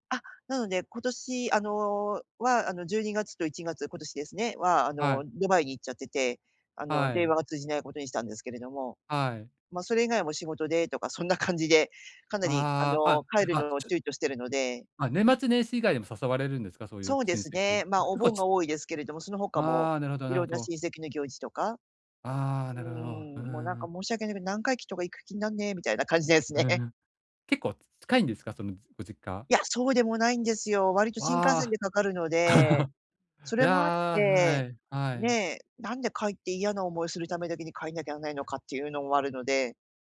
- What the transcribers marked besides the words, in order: laughing while speaking: "ですね"; laugh
- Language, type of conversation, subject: Japanese, advice, 周囲からの圧力にどう対処して、自分を守るための境界線をどう引けばよいですか？